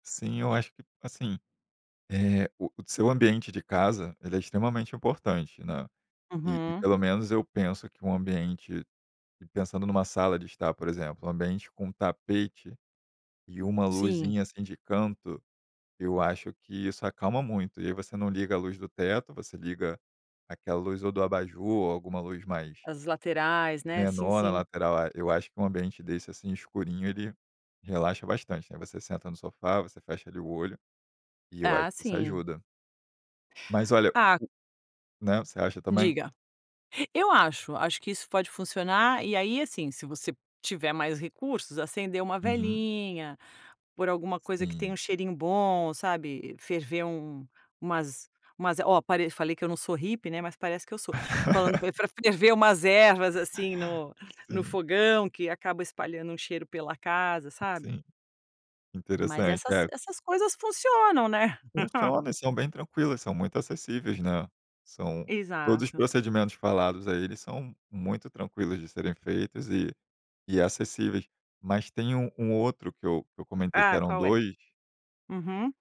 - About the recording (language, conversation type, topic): Portuguese, podcast, Que hábitos simples ajudam a reduzir o estresse rapidamente?
- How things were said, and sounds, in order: laugh; other background noise; chuckle